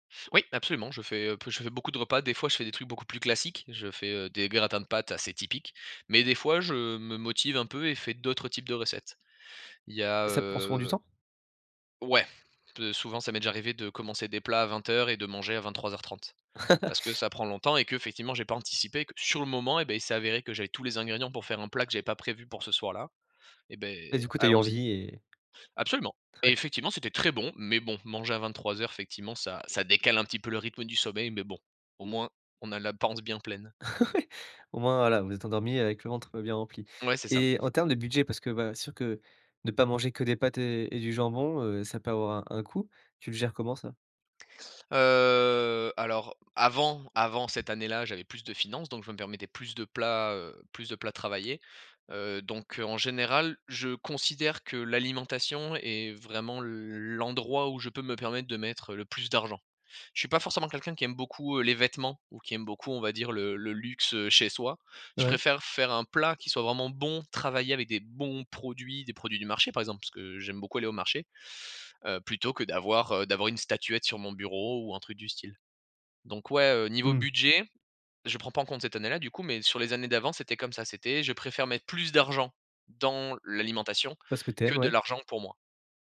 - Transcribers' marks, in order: other background noise; laugh; stressed: "sur"; tapping; "effectivement" said as "fectivement"; laughing while speaking: "Ouais"; drawn out: "Heu"; drawn out: "l"; stressed: "bons"
- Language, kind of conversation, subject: French, podcast, Comment organises-tu ta cuisine au quotidien ?